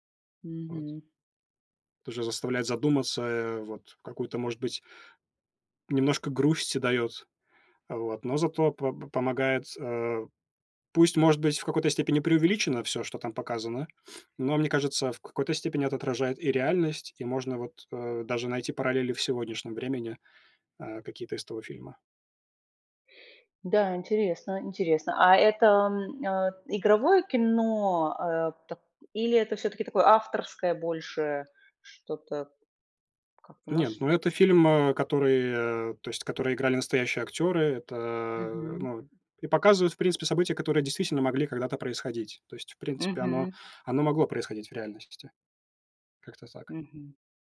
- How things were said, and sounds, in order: sniff; other background noise
- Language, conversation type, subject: Russian, unstructured, Почему фильмы часто вызывают сильные эмоции у зрителей?